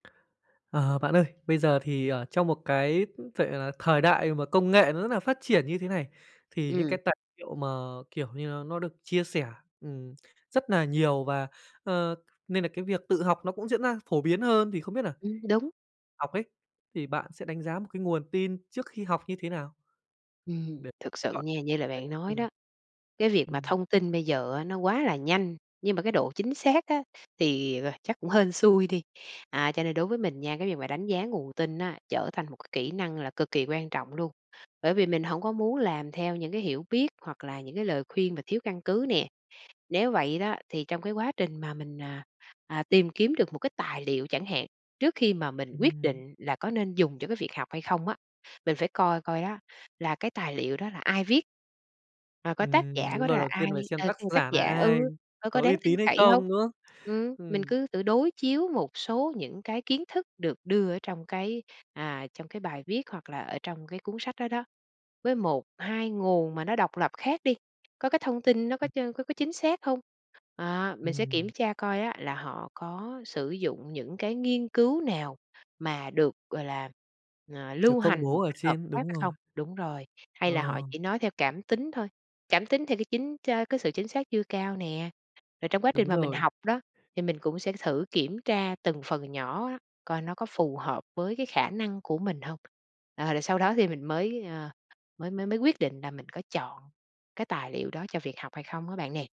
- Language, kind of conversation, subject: Vietnamese, podcast, Bạn đánh giá và kiểm chứng nguồn thông tin như thế nào trước khi dùng để học?
- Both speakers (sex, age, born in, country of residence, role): female, 45-49, Vietnam, Vietnam, guest; male, 25-29, Vietnam, Japan, host
- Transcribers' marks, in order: other noise; tapping; other background noise; unintelligible speech